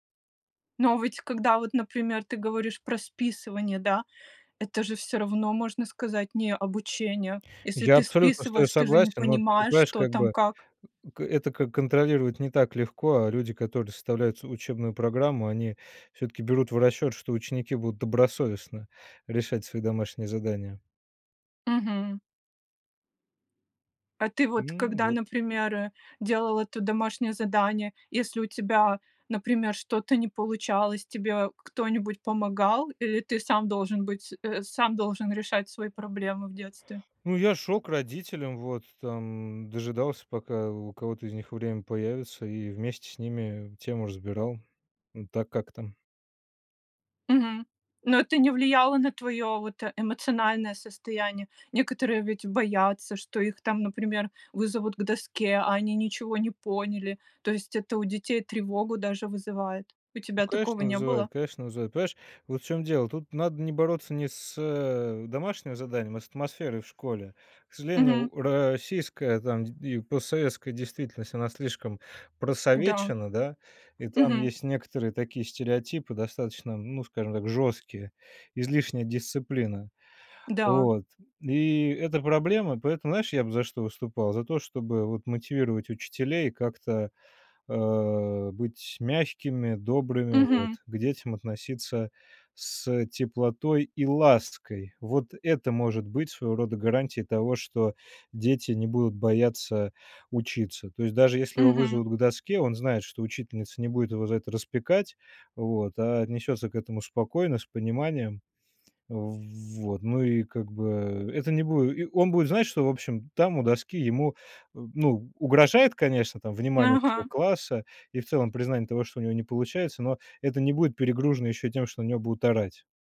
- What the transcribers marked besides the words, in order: other background noise; tapping
- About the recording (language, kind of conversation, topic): Russian, podcast, Что вы думаете о домашних заданиях?